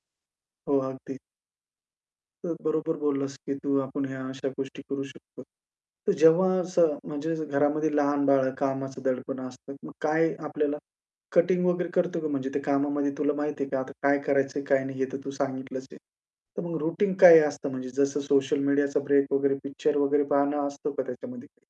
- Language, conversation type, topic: Marathi, podcast, साप्ताहिक सुट्टीत तुम्ही सर्वात जास्त काय करायला प्राधान्य देता?
- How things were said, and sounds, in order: static; in English: "रूटीन"